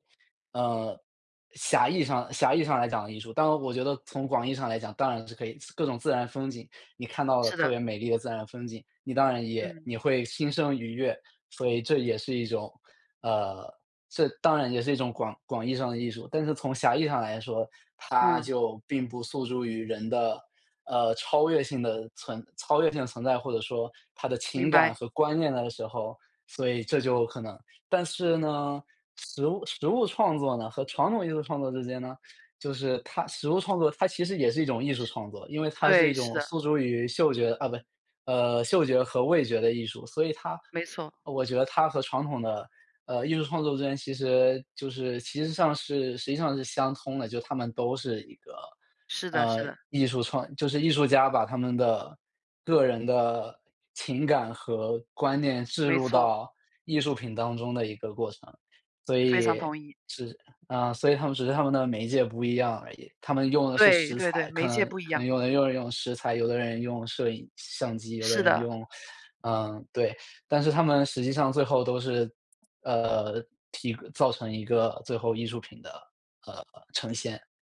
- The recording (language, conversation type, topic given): Chinese, unstructured, 在你看来，食物与艺术之间有什么关系？
- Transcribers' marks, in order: teeth sucking